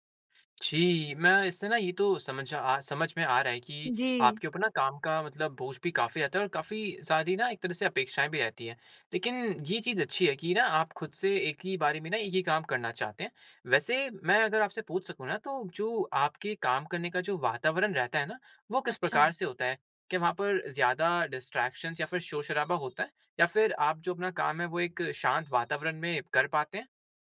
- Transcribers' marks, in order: in English: "डिस्ट्रैक्शंस"; horn
- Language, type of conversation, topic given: Hindi, advice, एक ही समय में कई काम करते हुए मेरा ध्यान क्यों भटक जाता है?